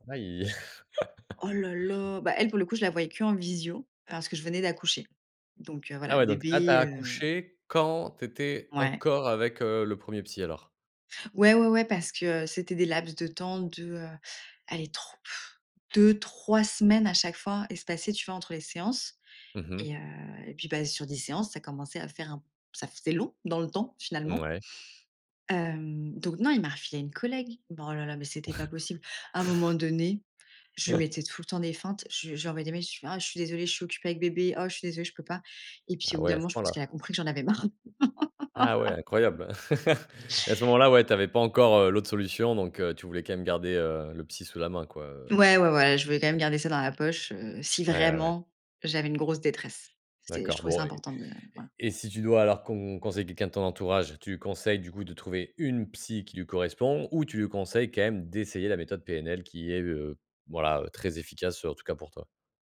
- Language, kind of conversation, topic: French, podcast, Quelles différences vois-tu entre le soutien en ligne et le soutien en personne ?
- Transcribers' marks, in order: chuckle; blowing; tapping; chuckle; chuckle; laugh; other background noise; stressed: "vraiment"; stressed: "une"